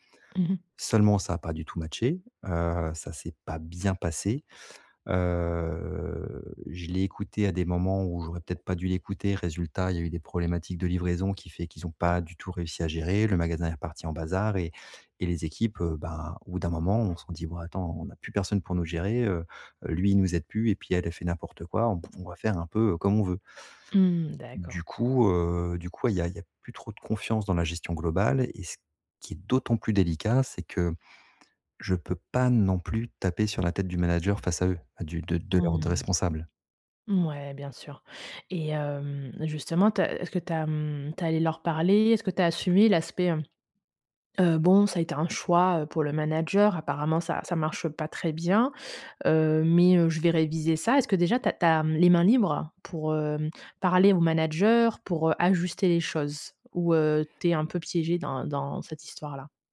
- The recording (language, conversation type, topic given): French, advice, Comment regagner la confiance de mon équipe après une erreur professionnelle ?
- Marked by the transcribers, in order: drawn out: "Heu"; tapping